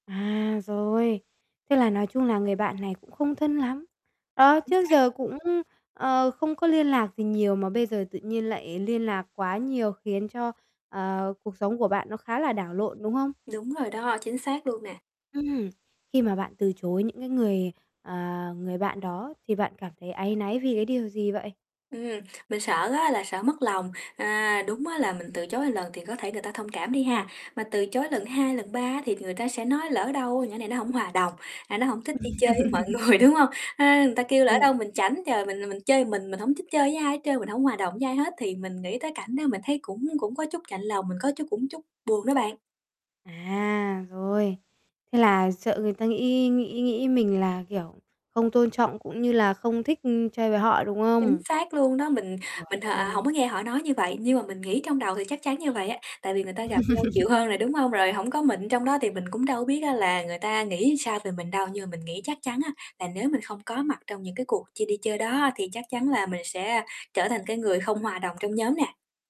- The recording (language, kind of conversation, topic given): Vietnamese, advice, Làm sao để từ chối lời mời đi chơi một cách lịch sự mà không thấy áy náy?
- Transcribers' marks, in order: distorted speech; other background noise; tapping; "một" said as "ừn"; laughing while speaking: "người"; laugh; "người" said as "ừn"; static; laugh